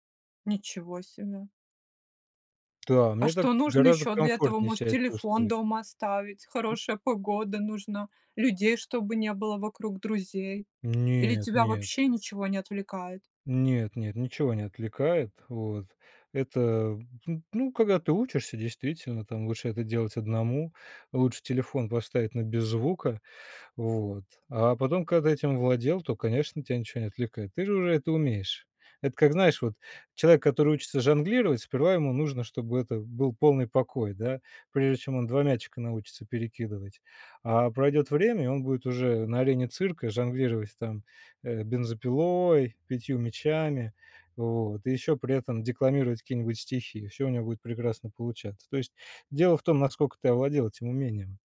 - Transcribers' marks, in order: tapping; other background noise
- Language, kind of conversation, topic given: Russian, podcast, Какие простые техники осознанности можно выполнять во время прогулки?